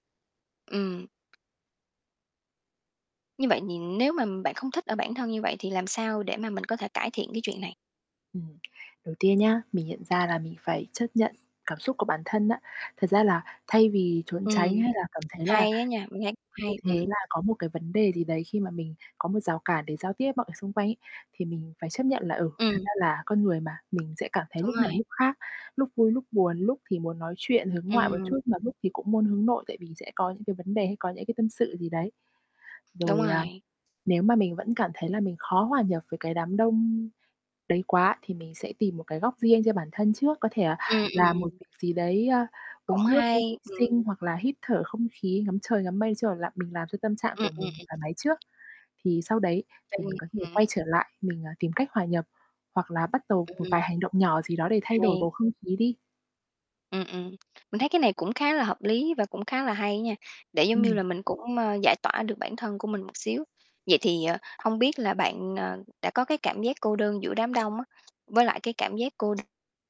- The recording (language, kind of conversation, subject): Vietnamese, podcast, Bạn thường làm gì khi cảm thấy cô đơn giữa đám đông?
- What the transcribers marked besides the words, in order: tapping; static; other background noise